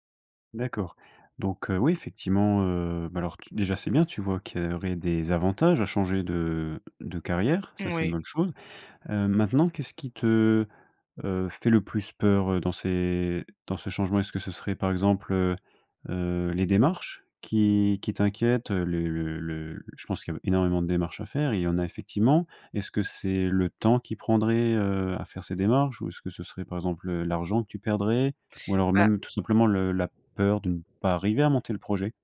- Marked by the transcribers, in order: none
- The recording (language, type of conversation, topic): French, advice, Comment surmonter mon hésitation à changer de carrière par peur d’échouer ?